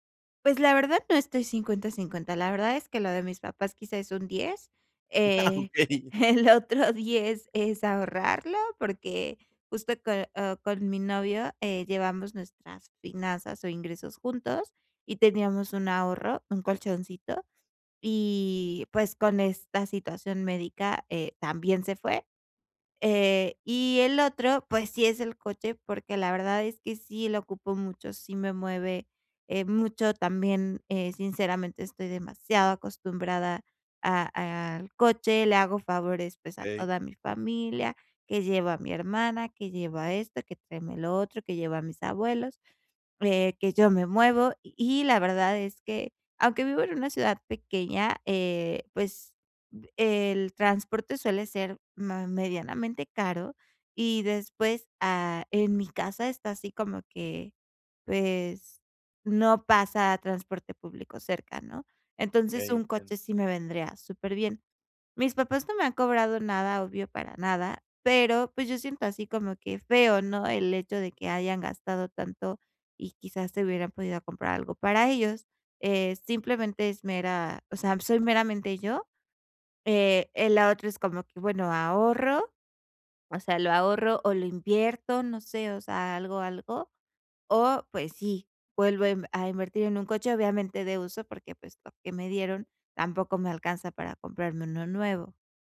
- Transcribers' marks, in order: laughing while speaking: "Ah, okey"; laughing while speaking: "el otro diez"
- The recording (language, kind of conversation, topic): Spanish, advice, ¿Cómo puedo cambiar o corregir una decisión financiera importante que ya tomé?